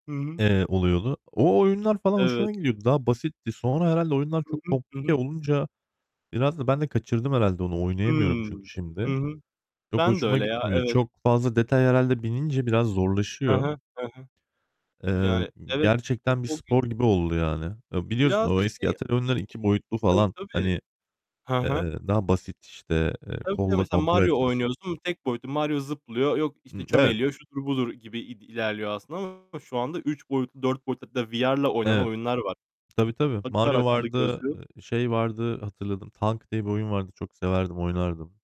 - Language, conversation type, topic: Turkish, unstructured, Nostalji bazen seni neden hüzünlendirir?
- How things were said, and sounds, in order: tapping; distorted speech; static; other background noise